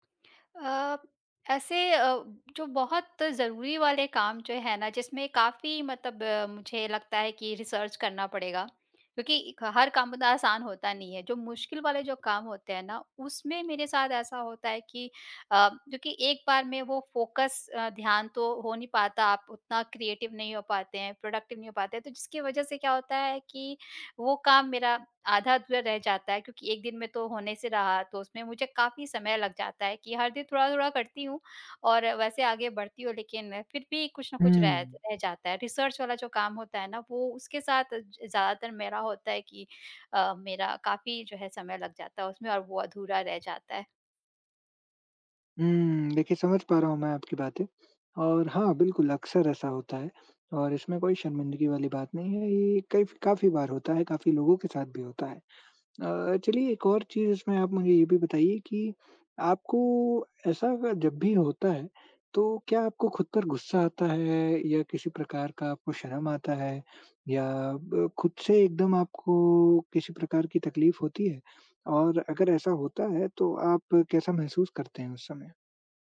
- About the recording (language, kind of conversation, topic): Hindi, advice, परफेक्शनिज्म के कारण काम पूरा न होने और खुद पर गुस्सा व शर्म महसूस होने का आप पर क्या असर पड़ता है?
- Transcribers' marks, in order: in English: "रिसर्च"; in English: "फ़ोकस"; in English: "क्रिएटिव"; in English: "प्रोडक्टिव"; in English: "रिसर्च"